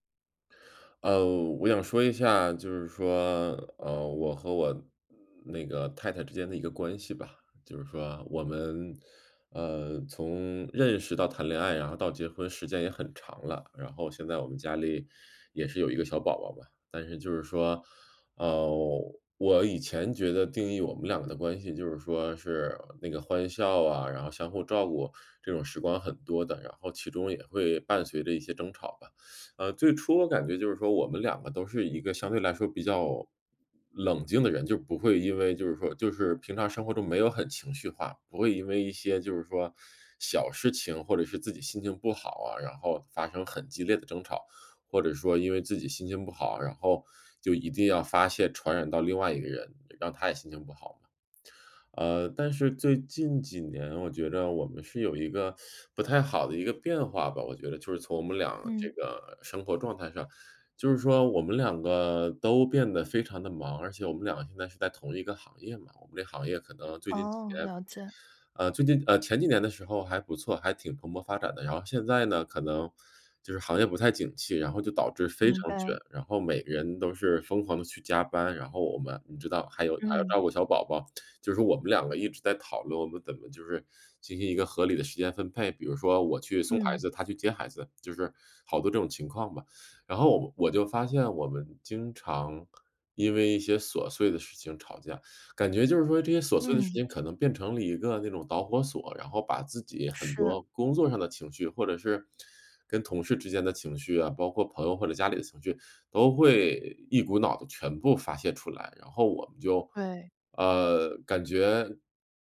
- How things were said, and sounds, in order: none
- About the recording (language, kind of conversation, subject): Chinese, advice, 在争吵中如何保持冷静并有效沟通？